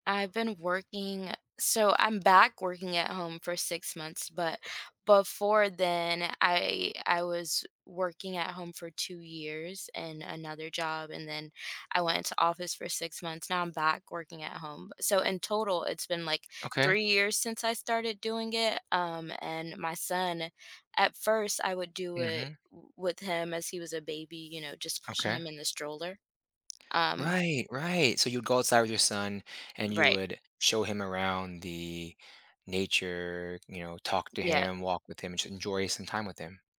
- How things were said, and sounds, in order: other background noise
- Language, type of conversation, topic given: English, advice, How can I enjoy nature more during my walks?